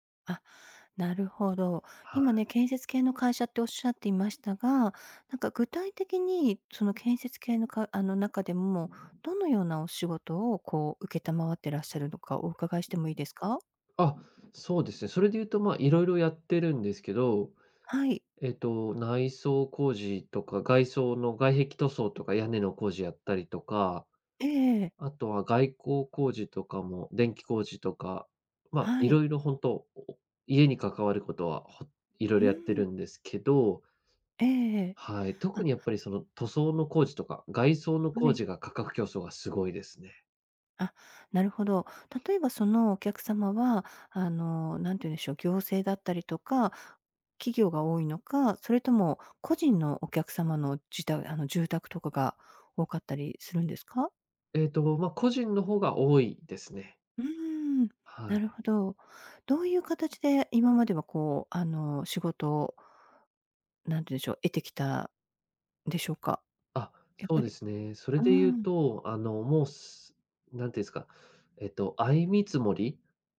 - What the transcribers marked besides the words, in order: other background noise; tapping
- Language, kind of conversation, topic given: Japanese, advice, 競合に圧倒されて自信を失っている